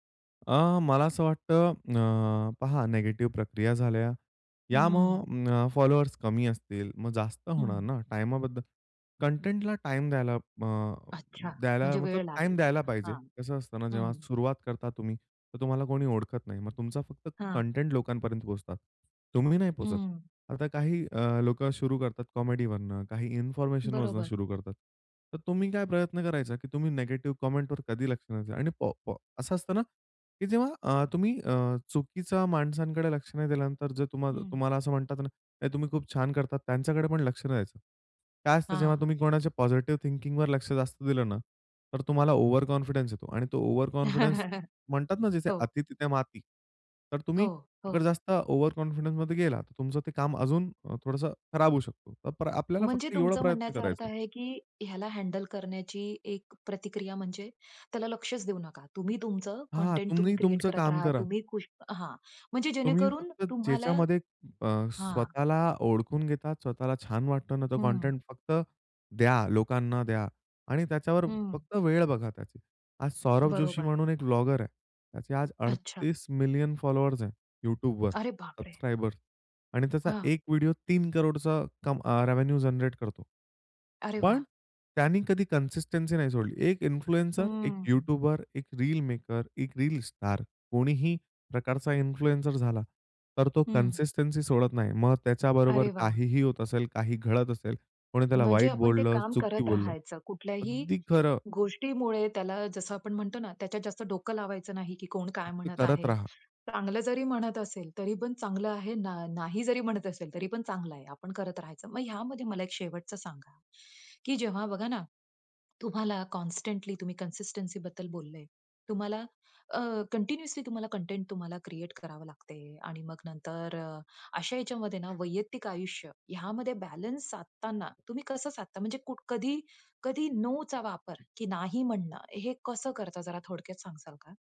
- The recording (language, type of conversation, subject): Marathi, podcast, कंटेंट निर्माते म्हणून काम करणाऱ्या व्यक्तीने मानसिक आरोग्याची काळजी घेण्यासाठी काय करावे?
- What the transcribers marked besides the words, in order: in English: "कॉमेडीवरनं"; "इन्फॉर्मेशनवरनं" said as "इन्फॉर्मेशनवजनं"; in English: "पॉझिटिव्ह थिंकिंगवर"; in English: "ओव्हरकॉन्फिडन्स"; in English: "ओव्हरकॉन्फिडन्स"; chuckle; in English: "ओव्हरकॉन्फिडन्समध्ये"; in English: "हँडल"; other noise; surprised: "अरे बापरे!"; in English: "रेव्हेन्यू जनरेट"; in English: "कन्सिस्टन्सी"; in English: "इन्फ्लुएन्सर"; in English: "इन्फ्लुएन्सर"; in English: "कन्सिस्टन्सी"; in English: "कॉन्स्टंटली"; in English: "कन्सिस्टन्सी"; in English: "कंटिन्युअसली"; door; "सांगाल" said as "सांगसाल"